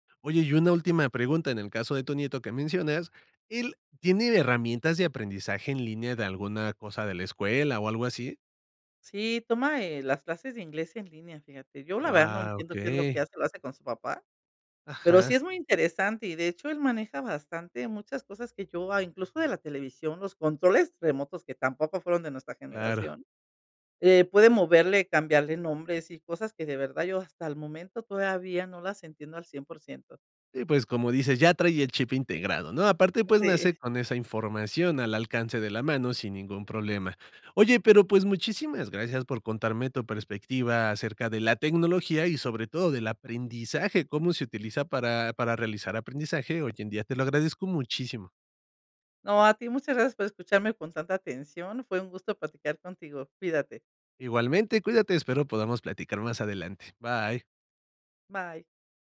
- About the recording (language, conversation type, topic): Spanish, podcast, ¿Qué opinas de aprender por internet hoy en día?
- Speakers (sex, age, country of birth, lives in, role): female, 55-59, Mexico, Mexico, guest; male, 30-34, Mexico, Mexico, host
- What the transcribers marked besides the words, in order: tapping